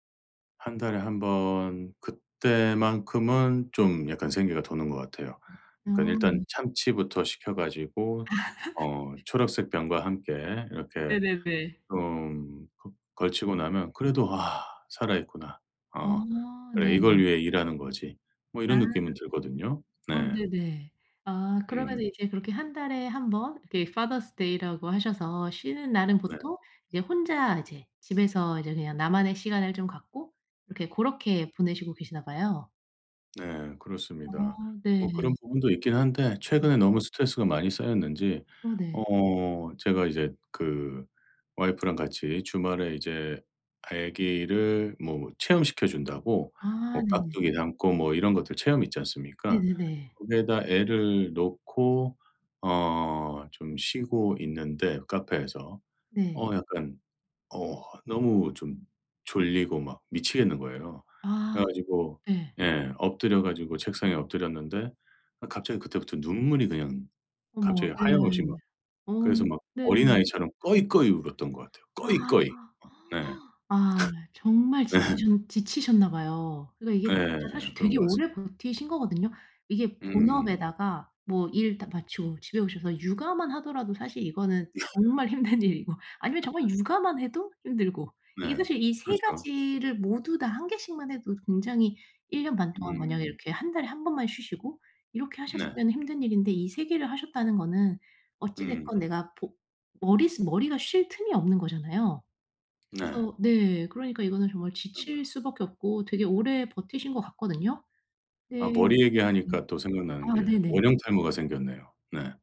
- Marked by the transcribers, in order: laugh; laughing while speaking: "네네네"; other background noise; put-on voice: "파더스 데이"; in English: "파더스 데이"; tapping; gasp; laugh; laughing while speaking: "네"; laughing while speaking: "힘든 일이고"; laugh
- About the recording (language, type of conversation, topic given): Korean, advice, 번아웃을 예방하고 동기를 다시 회복하려면 어떻게 해야 하나요?